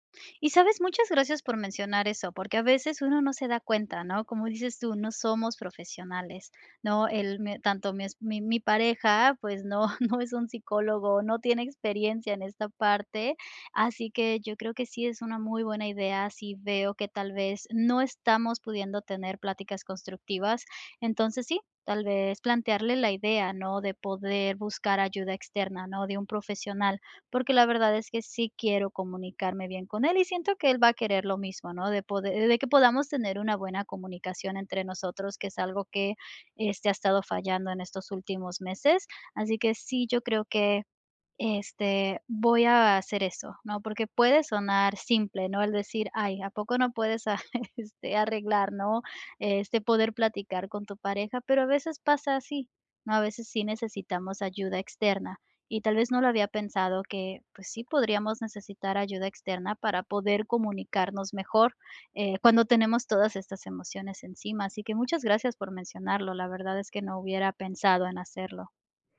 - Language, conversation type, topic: Spanish, advice, ¿Cómo puedo manejar la ira después de una discusión con mi pareja?
- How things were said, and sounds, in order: laughing while speaking: "no"; laughing while speaking: "arre este"; tapping